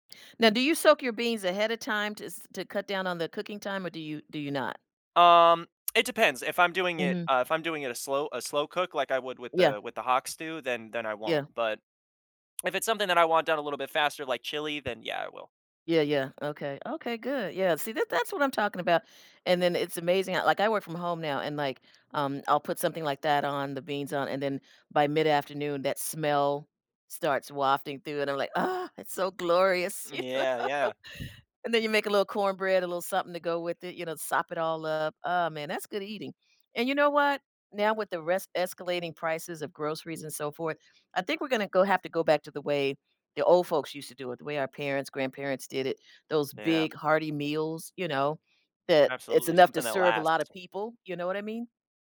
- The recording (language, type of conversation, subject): English, unstructured, What is your favorite comfort food, and why?
- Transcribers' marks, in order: tsk; tsk; laughing while speaking: "You know?"